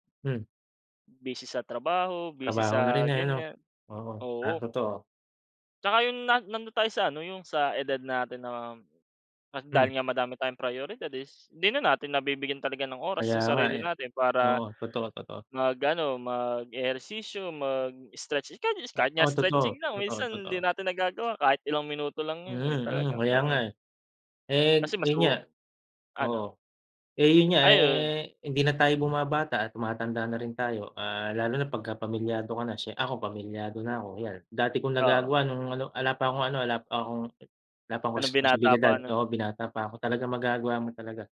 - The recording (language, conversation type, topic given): Filipino, unstructured, Bakit sa tingin mo maraming tao ang tinatamad mag-ehersisyo?
- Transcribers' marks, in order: drawn out: "eh"